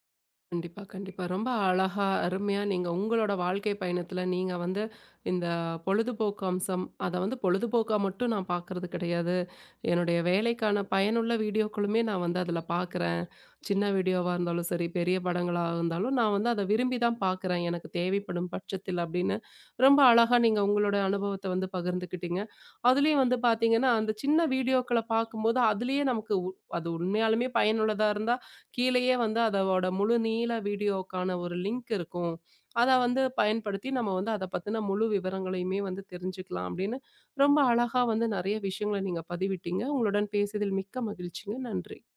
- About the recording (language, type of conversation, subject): Tamil, podcast, சின்ன வீடியோக்களா, பெரிய படங்களா—நீங்கள் எதை அதிகம் விரும்புகிறீர்கள்?
- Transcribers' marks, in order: in English: "லிங்க்"; other noise